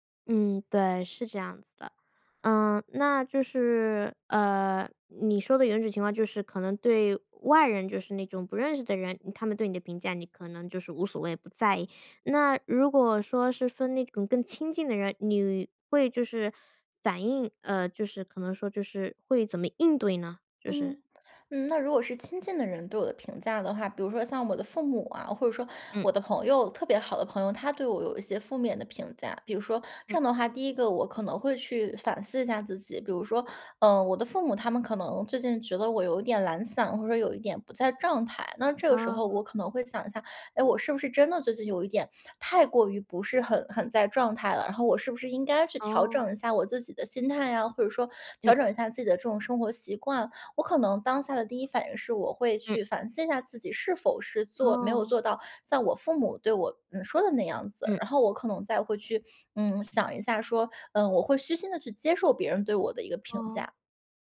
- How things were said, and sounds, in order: none
- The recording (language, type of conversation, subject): Chinese, podcast, 你会如何应对别人对你变化的评价？